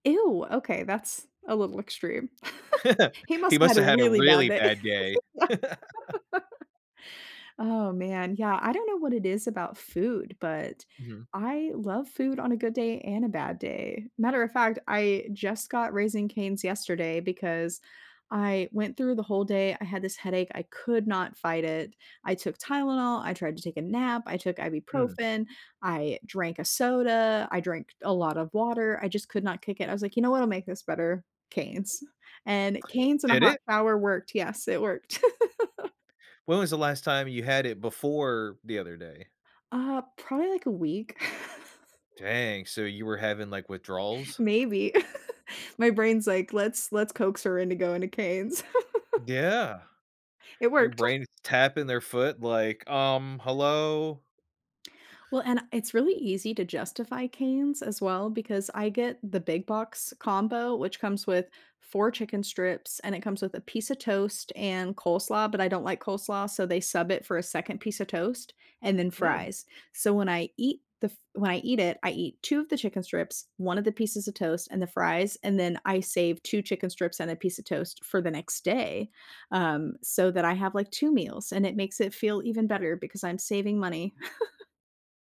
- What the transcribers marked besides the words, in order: laugh; other background noise; laugh; laugh; laugh; laugh; chuckle; chuckle
- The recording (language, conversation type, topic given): English, unstructured, What small rituals can I use to reset after a stressful day?